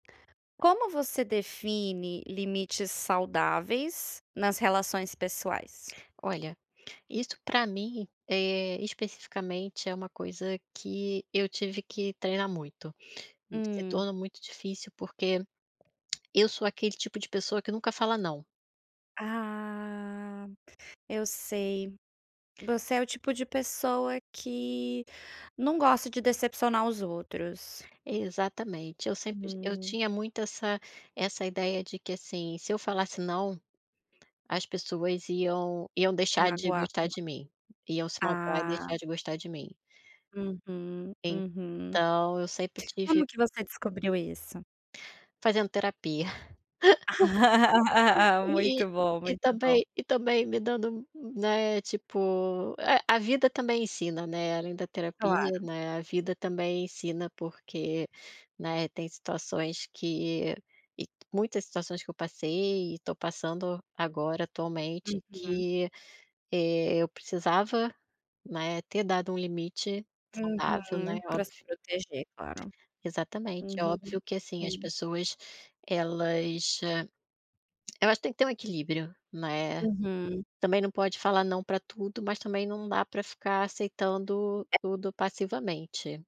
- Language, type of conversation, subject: Portuguese, podcast, Como você define limites saudáveis nas relações pessoais?
- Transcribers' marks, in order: tapping; unintelligible speech; laugh; lip smack